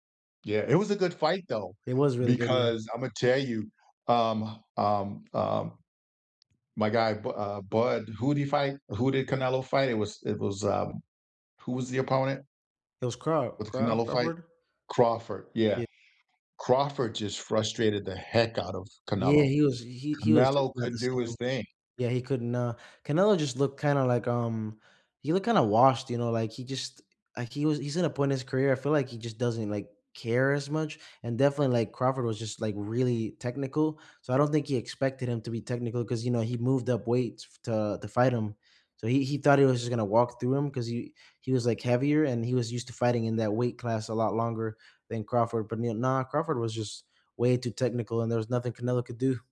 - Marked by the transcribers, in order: none
- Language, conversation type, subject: English, unstructured, Which childhood cartoons still hold up for you as an adult, and what still resonates today?